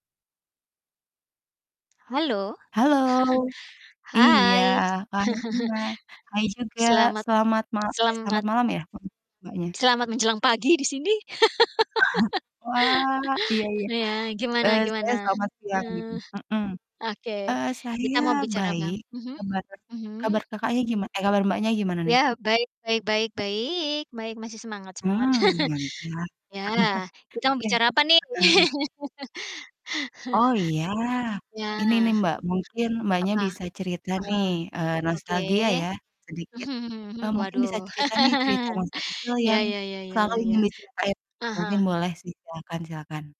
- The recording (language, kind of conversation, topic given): Indonesian, unstructured, Cerita masa kecil apa yang selalu ingin kamu ceritakan lagi?
- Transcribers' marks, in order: chuckle; distorted speech; chuckle; chuckle; laugh; background speech; chuckle; laugh; laugh; laugh